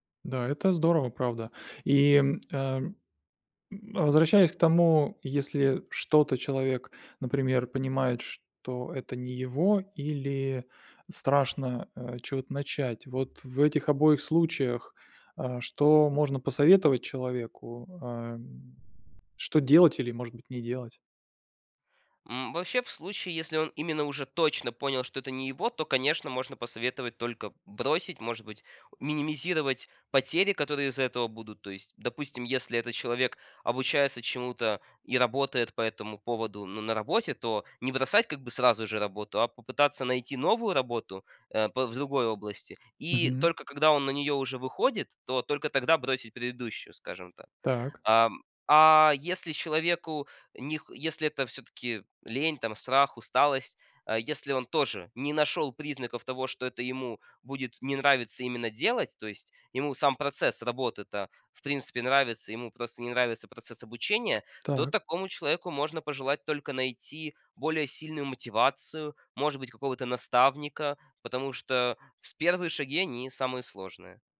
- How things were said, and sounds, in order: tapping; other background noise
- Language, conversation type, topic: Russian, podcast, Как научиться учиться тому, что совсем не хочется?